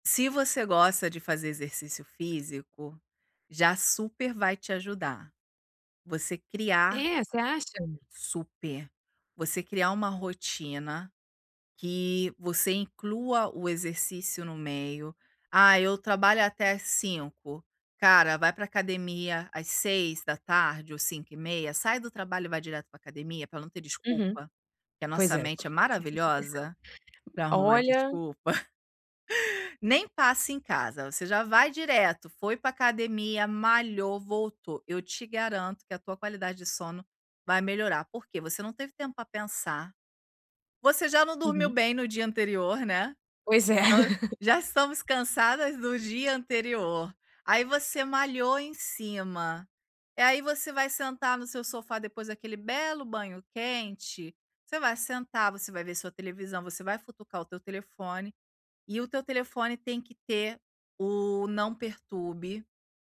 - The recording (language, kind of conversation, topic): Portuguese, advice, Como posso criar e manter um horário de sono consistente todas as noites?
- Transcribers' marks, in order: tapping; laugh; chuckle; laughing while speaking: "Pois é"; other noise; other background noise